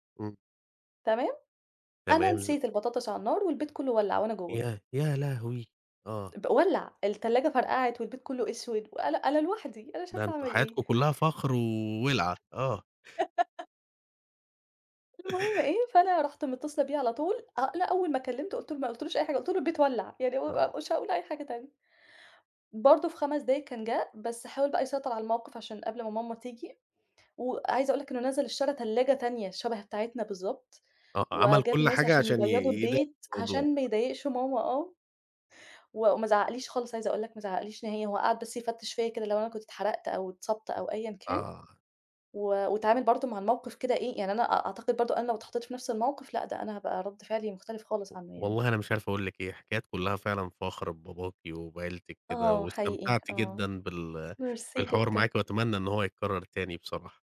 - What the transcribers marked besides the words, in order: giggle; chuckle
- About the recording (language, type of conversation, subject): Arabic, podcast, احكيلي عن موقف خلّاك تفتخر بعيلتك؟